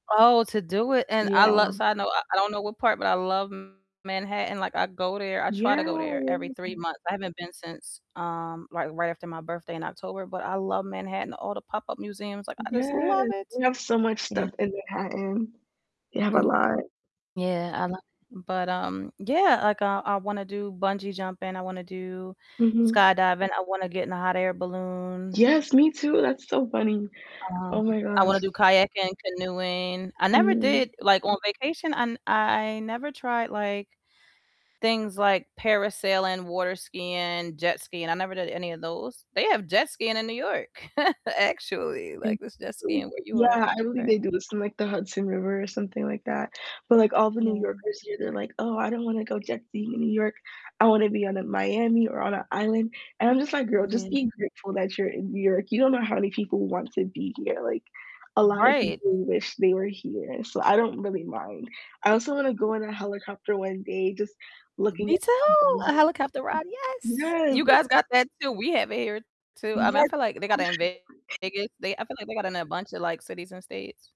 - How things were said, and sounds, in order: distorted speech; tapping; static; chuckle; other background noise; unintelligible speech; unintelligible speech; laugh
- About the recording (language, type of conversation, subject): English, unstructured, Which new skill are you excited to try this year, and how can we support each other?
- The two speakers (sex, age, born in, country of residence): female, 20-24, United States, United States; female, 45-49, United States, United States